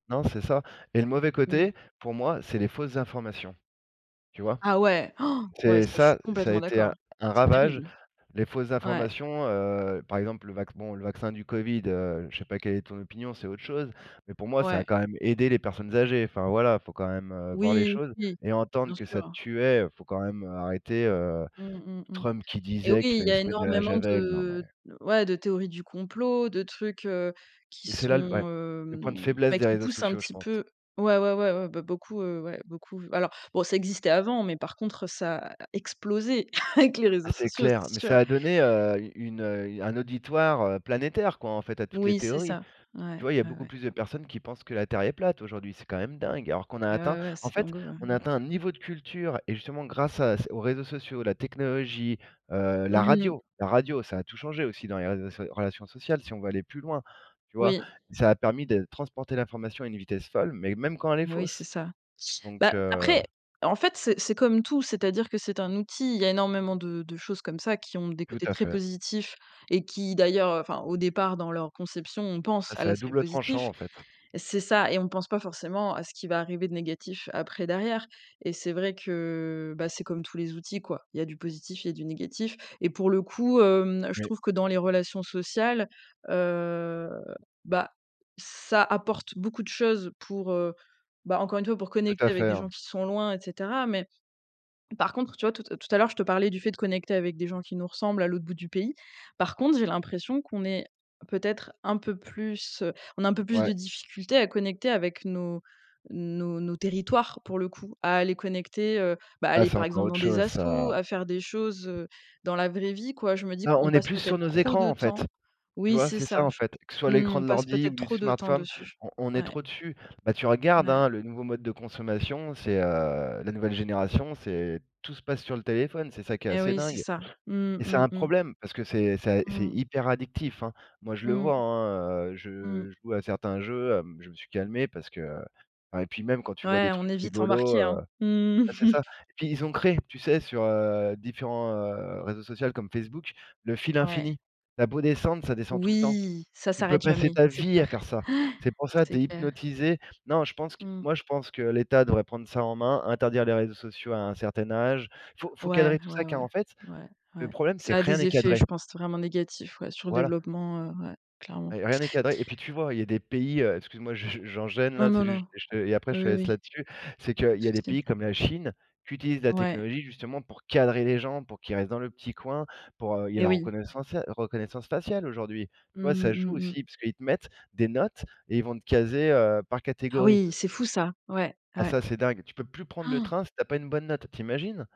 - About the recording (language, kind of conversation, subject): French, unstructured, Comment la technologie change-t-elle nos relations sociales aujourd’hui ?
- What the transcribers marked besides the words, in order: gasp; stressed: "complètement"; stressed: "explosé"; chuckle; other background noise; stressed: "territoires"; stressed: "rien"; stressed: "cadrer"; stressed: "dingue"; stressed: "plus"; gasp